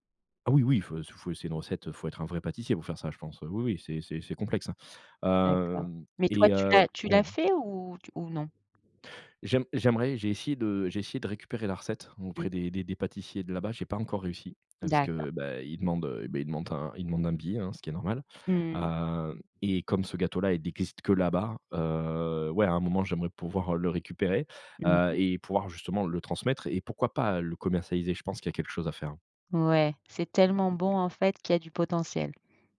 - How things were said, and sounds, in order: "existe" said as "déguiste"
- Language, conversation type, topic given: French, podcast, Quel plat aimerais-tu transmettre à la génération suivante ?